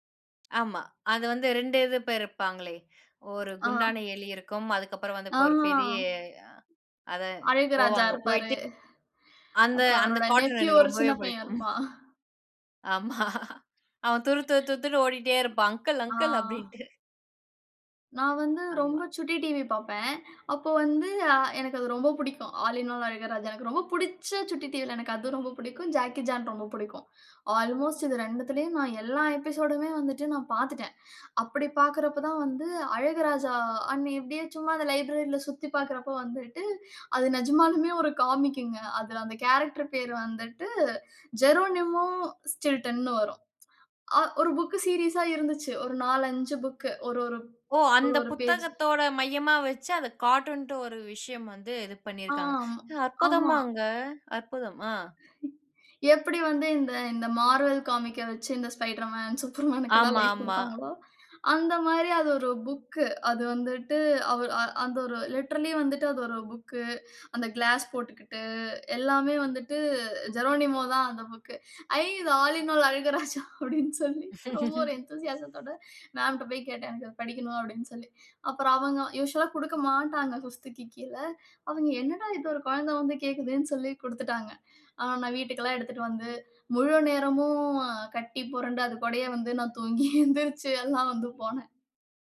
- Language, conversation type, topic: Tamil, podcast, நீங்கள் முதல் முறையாக நூலகத்திற்குச் சென்றபோது அந்த அனுபவம் எப்படி இருந்தது?
- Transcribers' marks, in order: other noise; other background noise; breath; drawn out: "ஆ"; inhale; in English: "கார்ட்டூன்"; in English: "நெப்யூ"; laughing while speaking: "பிடிக்கும்"; exhale; giggle; in English: "ஆல் இன் ஆல்"; in English: "அல்மோஸ்ட்"; in English: "எபிசோடுமே"; unintelligible speech; in English: "லைப்ரரில"; joyful: "அது நிஜமாலுமே ஒரு காமிக்குங்க"; in English: "கேரக்டர்"; in English: "சீரியஸ்சா"; in English: "கார்ட்டூன்ட்டு"; drawn out: "ஆம்"; surprised: "அற்புதமாங்க, அற்புதம்! ஆ"; chuckle; chuckle; in English: "லிட்டர்லி"; in English: "கிளாஸ்"; in English: "ஜெரோனிமோ"; joyful: "ஐ! இது ஆல் இன் ஆல் … கிட்ட போய் கேட்டேன்"; in English: "ஆல் இன் ஆல்"; in English: "என்தூசியாசத்தோட மேம்"; laugh; in English: "யூசுவல்லா"; laughing while speaking: "கட்டி புரண்டு, அது கூடயே வந்து நான் தூங்கி எழுந்திரிச்சு எல்லாம் வந்து போனேன்"